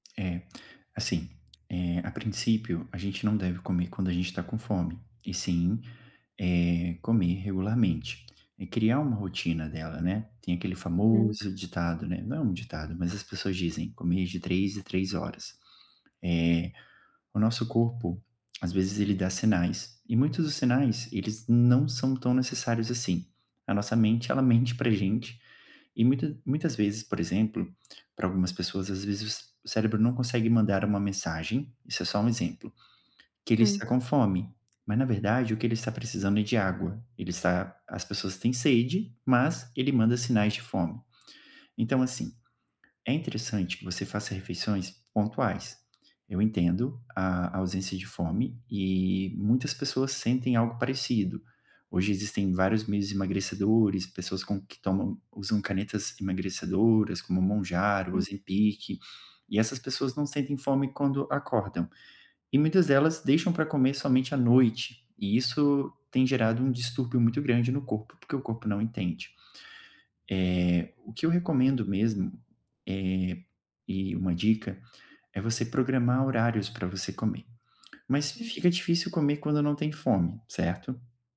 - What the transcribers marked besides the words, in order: "Ozempic" said as "Ozepic"
- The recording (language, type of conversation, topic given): Portuguese, advice, Como posso saber se a fome que sinto é emocional ou física?